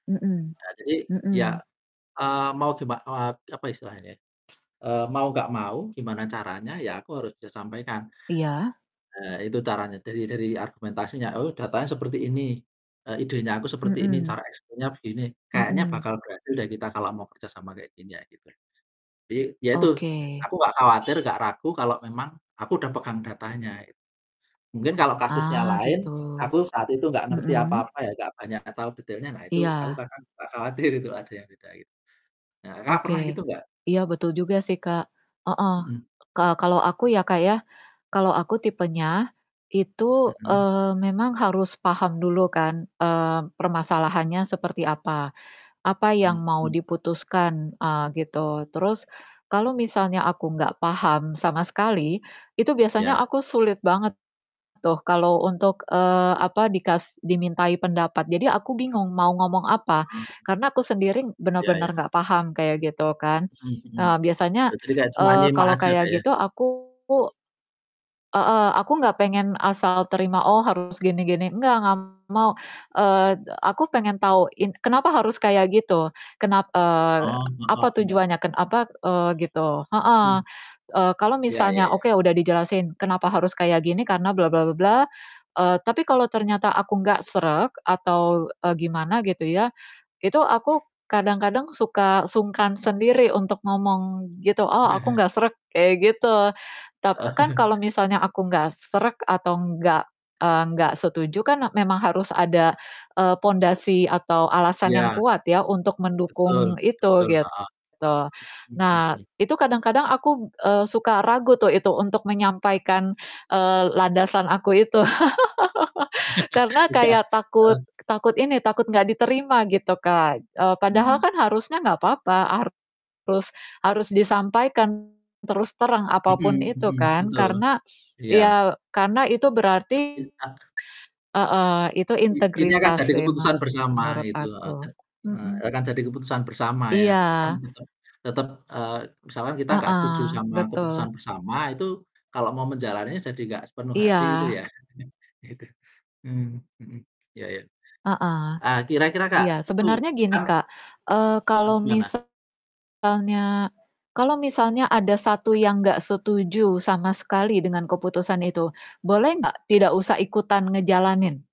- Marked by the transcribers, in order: tsk; "caranya" said as "taranya"; distorted speech; horn; background speech; laughing while speaking: "khawatir"; chuckle; chuckle; chuckle; laughing while speaking: "Iya"; laugh; other background noise; tapping; chuckle; laughing while speaking: "itu"
- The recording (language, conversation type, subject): Indonesian, unstructured, Bagaimana kamu menghadapi rasa takut saat harus mengambil keputusan bersama?